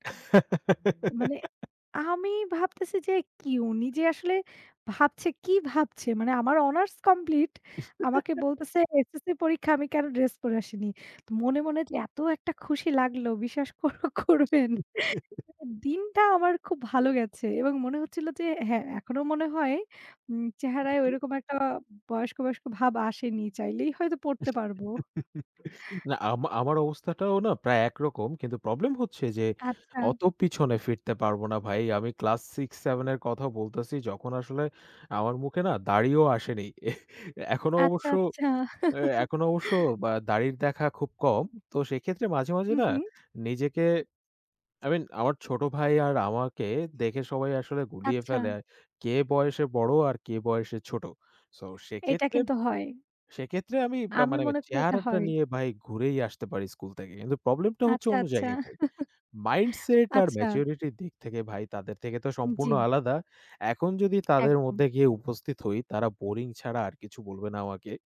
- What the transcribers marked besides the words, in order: giggle; chuckle; chuckle; chuckle; laughing while speaking: "এহ!"; laughing while speaking: "আচ্ছা"; chuckle
- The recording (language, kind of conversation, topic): Bengali, unstructured, স্কুল জীবনের কোন ঘটনা আজও আপনার মুখে হাসি ফোটায়?